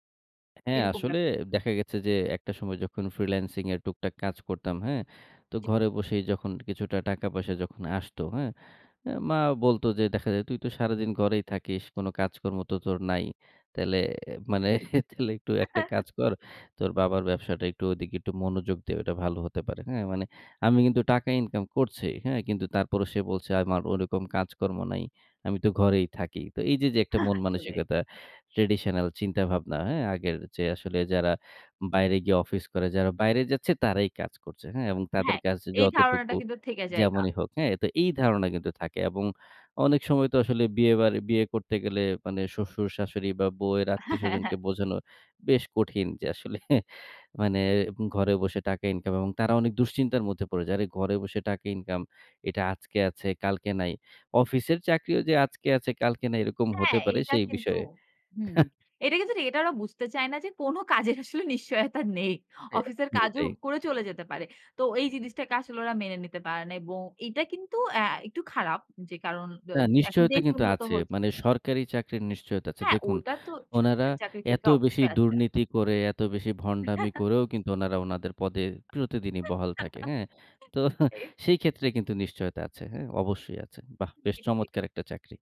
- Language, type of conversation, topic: Bengali, podcast, রিমোটে কাজ আর অফিসে কাজ—তোমার অভিজ্ঞতা কী বলে?
- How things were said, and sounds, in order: chuckle; in English: "traditional"; chuckle; other background noise; chuckle; unintelligible speech